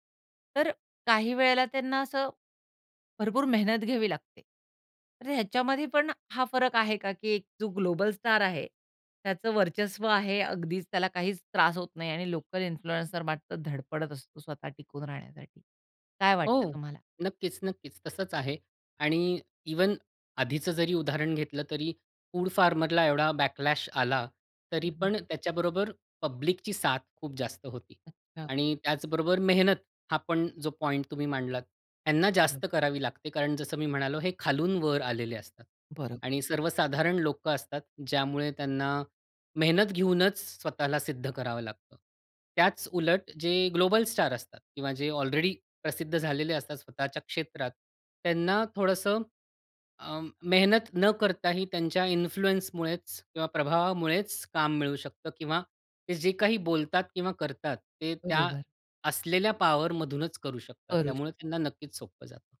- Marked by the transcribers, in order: in English: "इन्फ्लुएन्सर"; in English: "बॅकलॅश"; in English: "पब्लिकची"; in English: "इन्फ्लुअन्समुळेचं"; other background noise
- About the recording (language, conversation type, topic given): Marathi, podcast, लोकल इन्फ्लुएंसर आणि ग्लोबल स्टारमध्ये फरक कसा वाटतो?